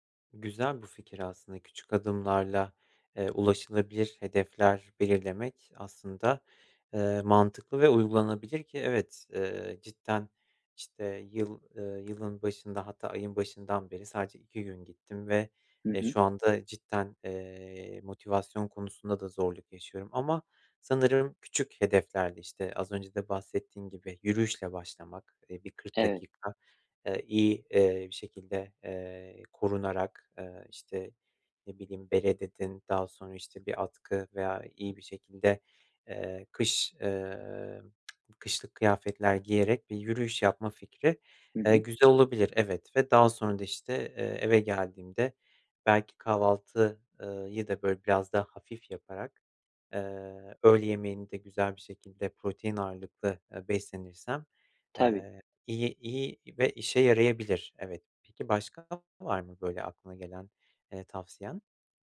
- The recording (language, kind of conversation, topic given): Turkish, advice, Egzersize başlamakta zorlanıyorum; motivasyon eksikliği ve sürekli ertelemeyi nasıl aşabilirim?
- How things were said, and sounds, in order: tapping